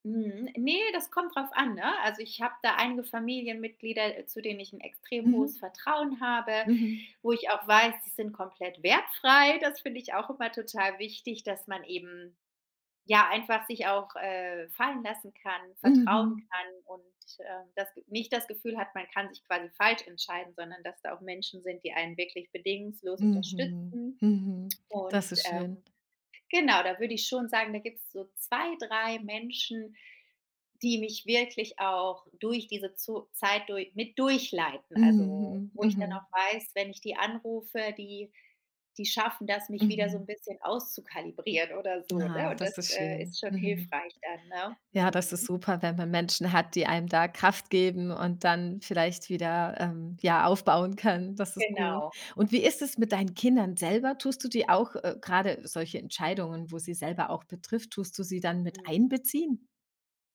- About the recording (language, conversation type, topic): German, podcast, Wie triffst du Entscheidungen, damit du später möglichst wenig bereust?
- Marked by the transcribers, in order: stressed: "wertfrei"; joyful: "auszukalibrieren oder so, ne?"